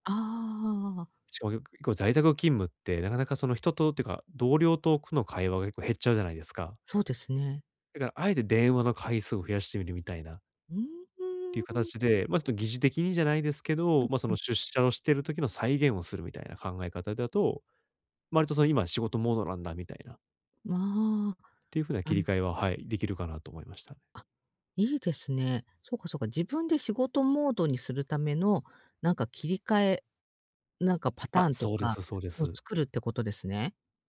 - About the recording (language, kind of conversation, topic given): Japanese, advice, 睡眠の質を高めて朝にもっと元気に起きるには、どんな習慣を見直せばいいですか？
- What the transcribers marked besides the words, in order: none